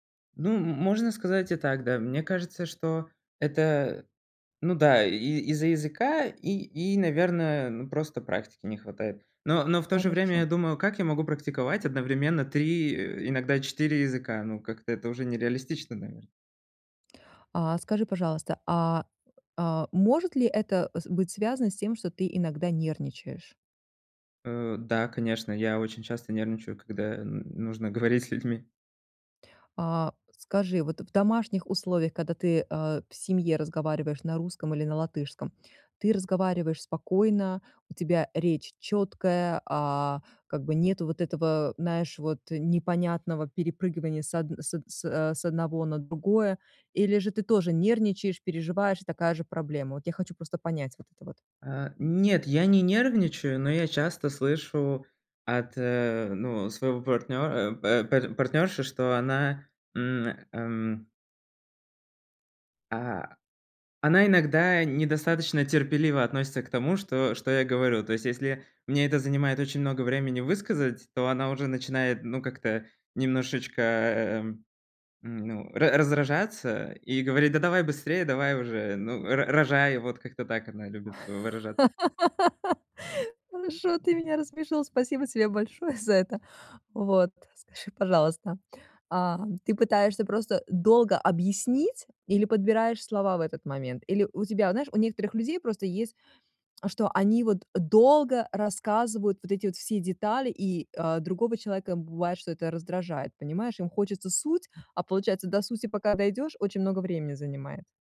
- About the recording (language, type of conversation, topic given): Russian, advice, Как кратко и ясно донести свою главную мысль до аудитории?
- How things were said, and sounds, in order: laugh; laughing while speaking: "Хорошо, ты меня рассмешил. Спасибо тебе большое за это"; tapping